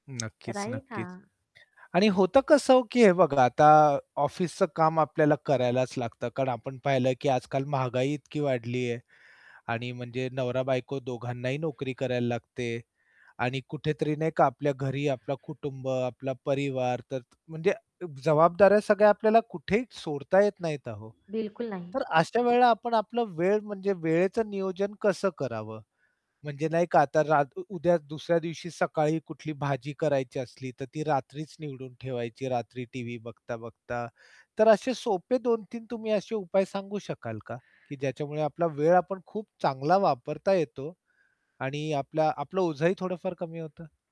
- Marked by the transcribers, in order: tapping; in English: "राईट"; other background noise; other noise
- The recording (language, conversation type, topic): Marathi, podcast, कुटुंब आणि करिअरमध्ये समतोल कसा साधता?